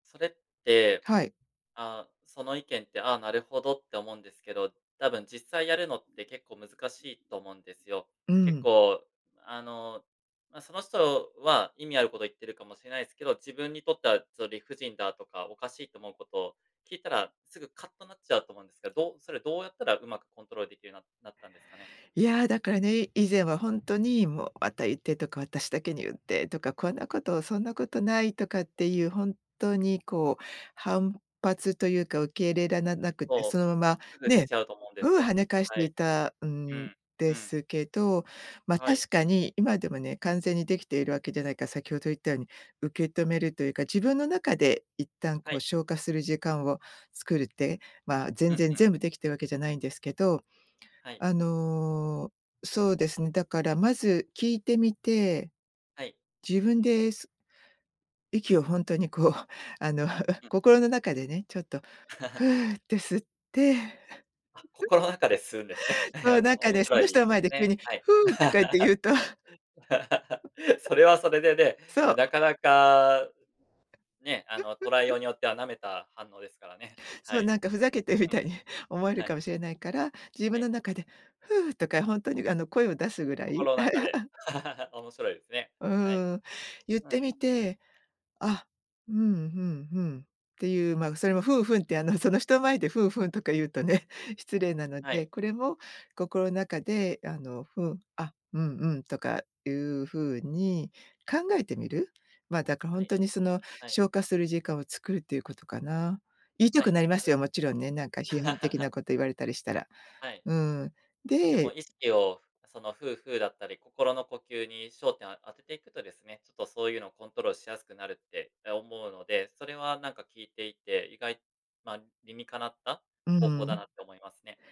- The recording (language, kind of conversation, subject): Japanese, podcast, メンターからの厳しいフィードバックをどのように受け止めればよいですか？
- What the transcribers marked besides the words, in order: laughing while speaking: "こう、あの"; giggle; giggle; chuckle; laughing while speaking: "フーとかって言うと"; laugh; giggle; giggle; giggle; laugh; laugh